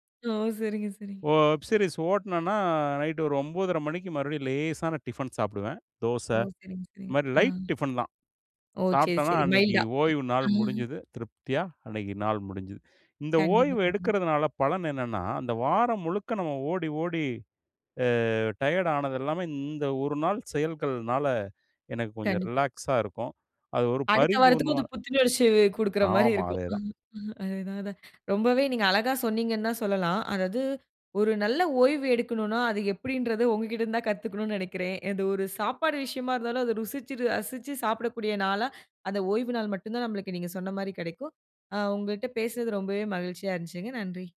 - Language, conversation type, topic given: Tamil, podcast, ஒரு நாளுக்கான பரிபூரண ஓய்வை நீங்கள் எப்படி வர்ணிப்பீர்கள்?
- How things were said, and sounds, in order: laughing while speaking: "ஓ, சரிங்க, சரிங்க"; in English: "வெப் சீரிஸ்"; in English: "மயில்டா"; in English: "டயர்ட்"; in English: "ரிலாக்ஸா"; laughing while speaking: "அடுத்த வாரத்துக்கும் அது புத்துணர்ச்சி குடுக்கற மாரி இருக்கும். அ அ"; laughing while speaking: "உங்ககிட்ட இருந்து தான் கத்துக்கணும்னு நெனைக்கிறேன்"